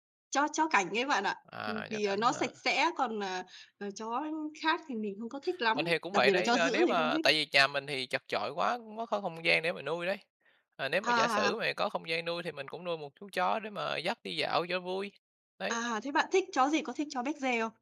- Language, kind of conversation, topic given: Vietnamese, unstructured, Bạn cảm thấy thế nào khi đi dạo trong công viên?
- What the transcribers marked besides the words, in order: other background noise; tapping